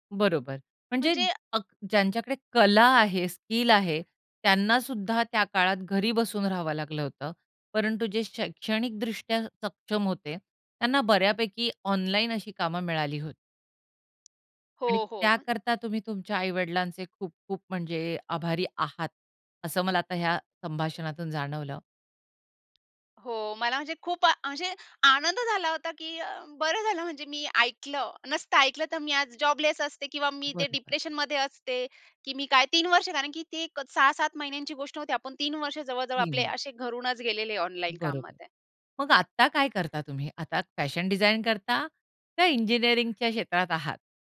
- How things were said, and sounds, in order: tapping; in English: "डिप्रेशनमध्ये"; unintelligible speech; bird
- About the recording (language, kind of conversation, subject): Marathi, podcast, तुम्ही समाजाच्या अपेक्षांमुळे करिअरची निवड केली होती का?
- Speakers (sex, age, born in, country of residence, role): female, 30-34, India, India, guest; female, 45-49, India, India, host